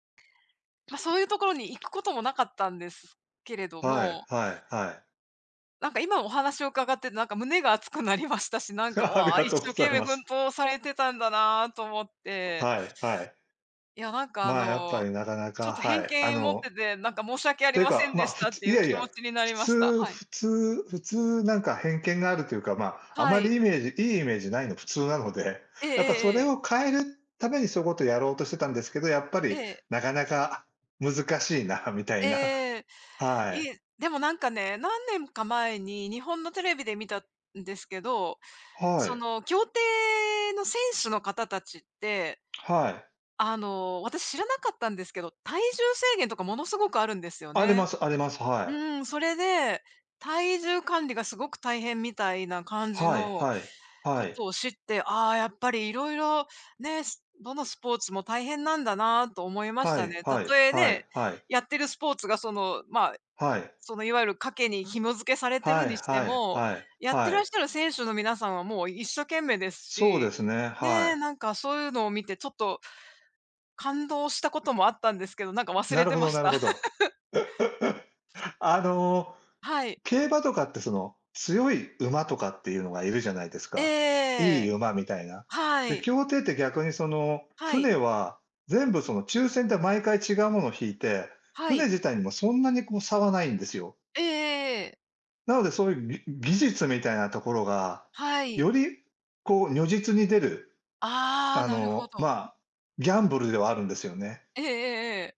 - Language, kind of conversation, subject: Japanese, unstructured, 働き始めてから、いちばん嬉しかった瞬間はいつでしたか？
- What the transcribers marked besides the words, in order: other background noise; laugh; laughing while speaking: "ありがとうございます"; tapping; laugh; chuckle